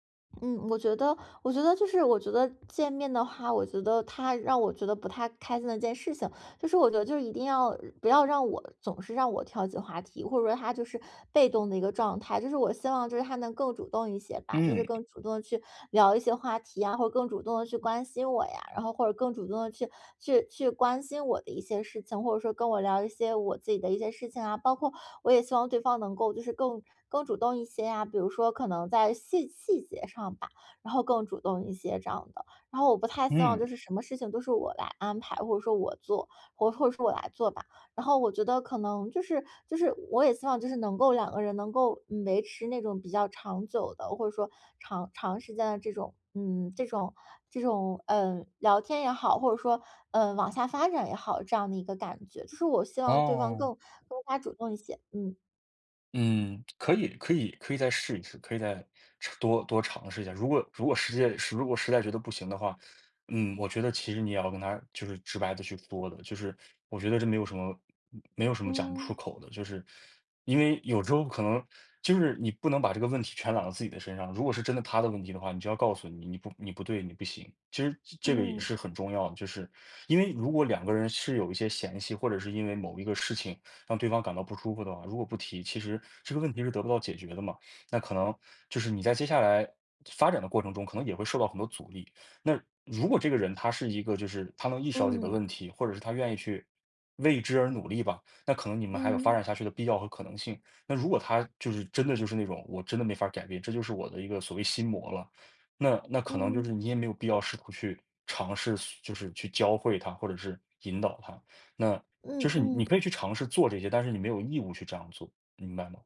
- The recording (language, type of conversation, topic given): Chinese, advice, 刚被拒绝恋爱或约会后，自信受损怎么办？
- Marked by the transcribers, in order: other background noise; "实在" said as "实界"; other noise